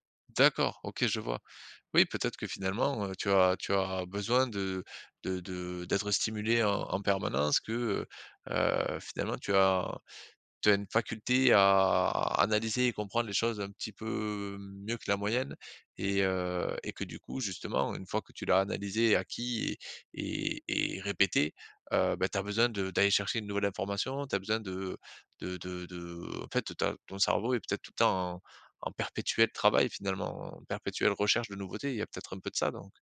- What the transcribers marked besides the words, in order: none
- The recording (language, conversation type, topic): French, advice, Comment puis-je rester concentré longtemps sur une seule tâche ?